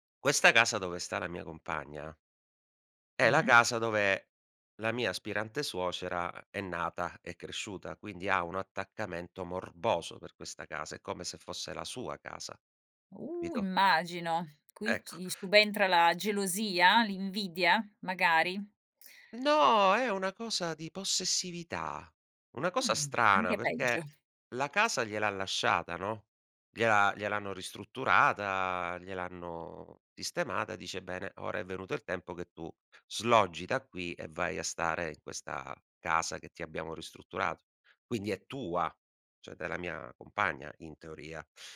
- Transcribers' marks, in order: tapping; "capito" said as "pito"; other background noise; "cioè" said as "ceh"
- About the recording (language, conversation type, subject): Italian, podcast, Come vivevi il rito del pranzo in famiglia nei tuoi ricordi?